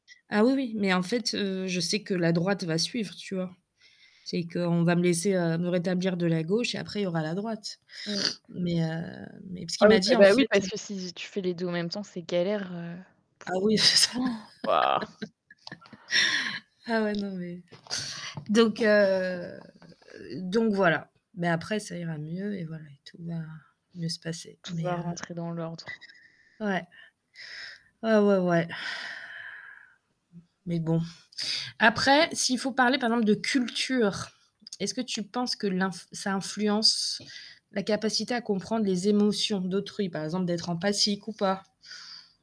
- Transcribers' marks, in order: static; sniff; tapping; distorted speech; laughing while speaking: "c'est ça !"; gasp; laugh; other background noise; sigh
- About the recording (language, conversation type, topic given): French, unstructured, Voudriez-vous mieux comprendre vos propres émotions ou celles des autres ?